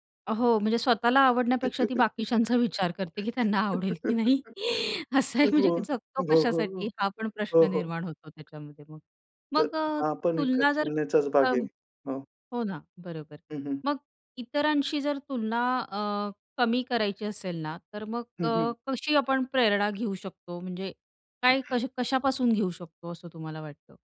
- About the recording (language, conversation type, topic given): Marathi, podcast, इतरांशी तुलना कमी करण्याचे सोपे मार्ग कोणते आहेत?
- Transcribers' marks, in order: chuckle; laughing while speaking: "बाकीच्यांचा विचार करते की त्यांना … म्हणजे जगतो कशासाठी"; tapping; other background noise